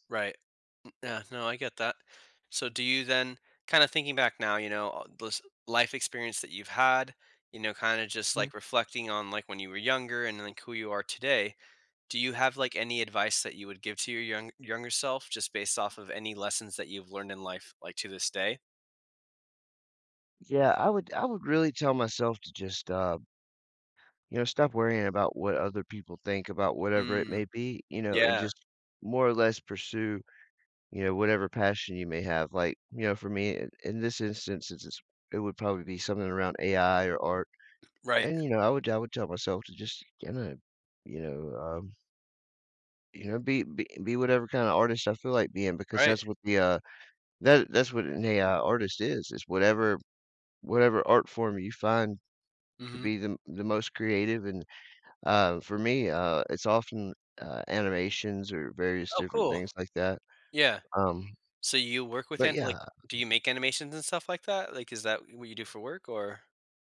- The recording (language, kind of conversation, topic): English, podcast, How have your childhood experiences shaped who you are today?
- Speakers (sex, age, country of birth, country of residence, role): male, 35-39, United States, United States, guest; male, 35-39, United States, United States, host
- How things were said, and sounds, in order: tapping